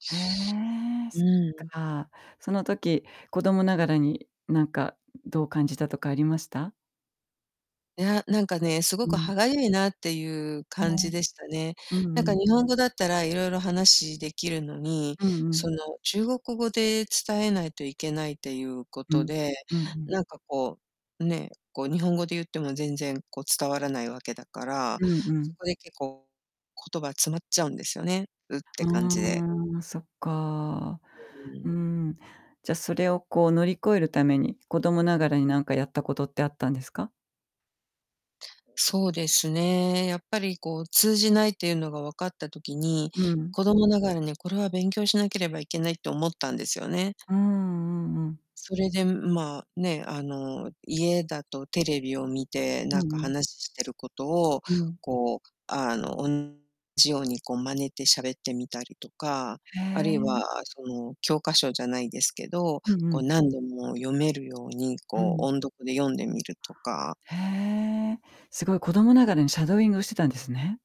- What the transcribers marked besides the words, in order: other background noise; distorted speech
- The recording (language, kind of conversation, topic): Japanese, podcast, 言葉の壁をどのように乗り越えましたか？